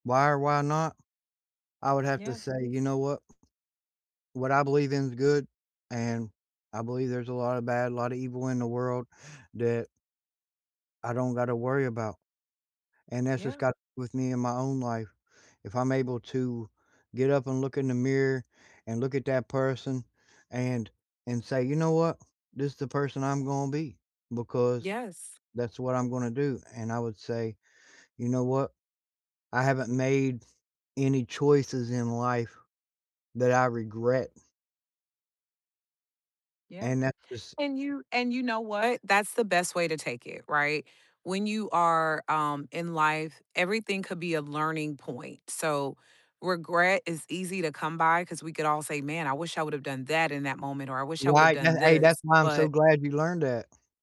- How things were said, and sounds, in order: tapping; unintelligible speech
- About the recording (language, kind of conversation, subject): English, unstructured, Have you ever given up on a dream, and why?
- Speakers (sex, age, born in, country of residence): female, 40-44, United States, United States; male, 40-44, United States, United States